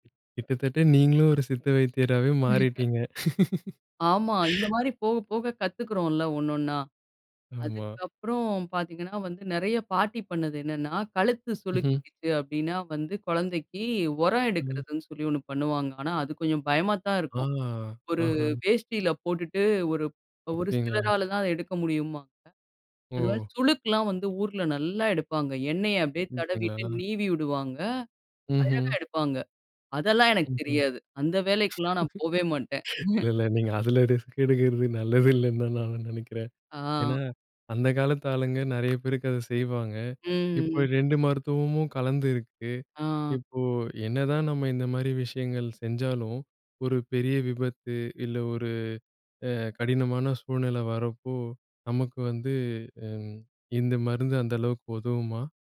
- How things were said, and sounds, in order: other background noise; unintelligible speech; chuckle; unintelligible speech; other noise; chuckle; chuckle
- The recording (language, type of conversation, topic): Tamil, podcast, நீங்கள் பாரம்பரிய மருத்துவத்தை முயற்சி செய்திருக்கிறீர்களா, அது உங்களுக்கு எவ்வாறு உதவியது?